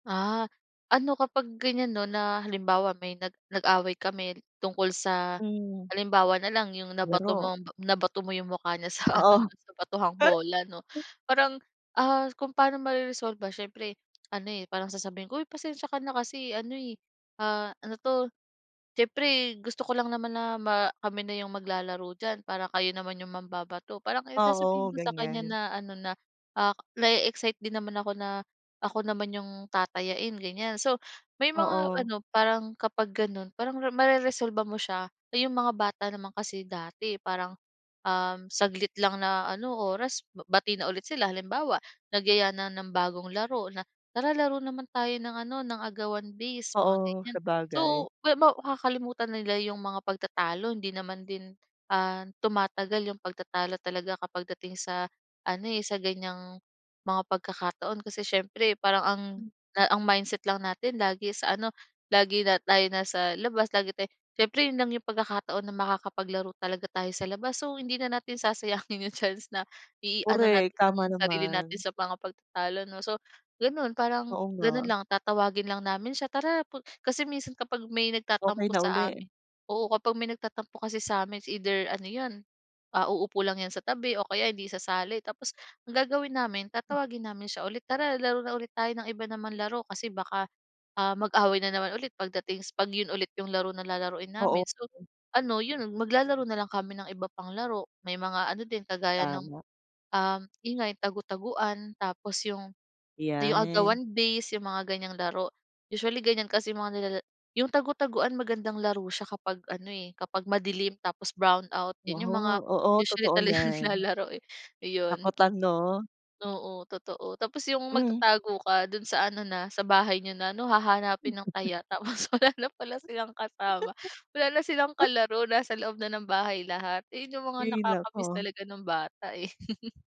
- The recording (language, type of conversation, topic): Filipino, podcast, Ano ang paborito mong laro noong bata ka?
- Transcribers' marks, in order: tapping; other noise; other background noise; laughing while speaking: "sasayangin"; laughing while speaking: "talagang"; chuckle; laughing while speaking: "tapos wala na"; chuckle; chuckle